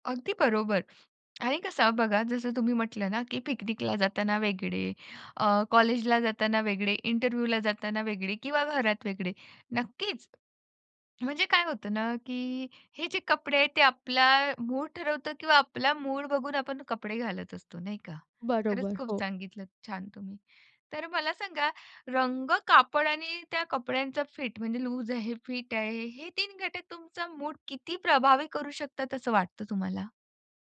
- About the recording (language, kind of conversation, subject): Marathi, podcast, कपड्यांच्या माध्यमातून तुम्ही तुमचा मूड कसा व्यक्त करता?
- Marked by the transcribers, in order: in English: "पिकनिकला"; in English: "इंटरव्ह्यूला"; in English: "मूड"; "मूड" said as "मूळ"; in English: "फिट"; in English: "लूज"; in English: "फिट"; in English: "मूड"